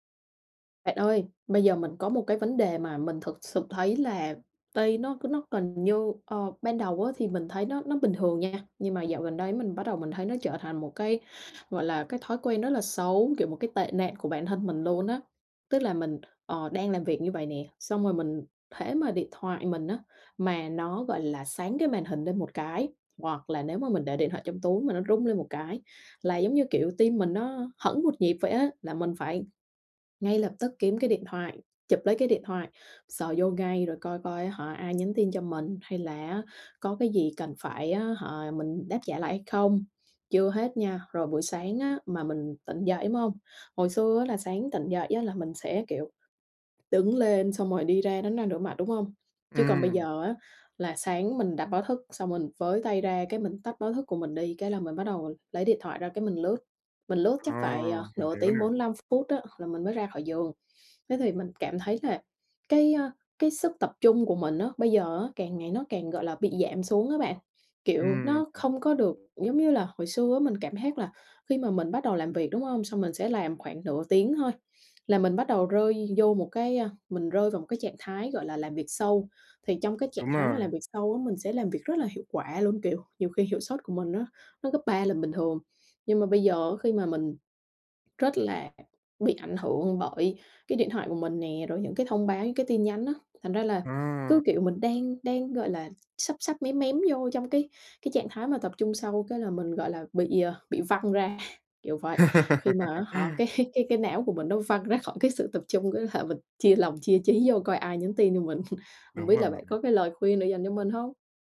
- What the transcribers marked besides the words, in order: tapping; other noise; other background noise; laughing while speaking: "cái"; laugh; laughing while speaking: "mình?"
- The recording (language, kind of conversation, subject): Vietnamese, advice, Làm sao tôi có thể tập trung sâu khi bị phiền nhiễu kỹ thuật số?
- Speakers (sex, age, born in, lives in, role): female, 25-29, Vietnam, Germany, user; male, 20-24, Vietnam, Germany, advisor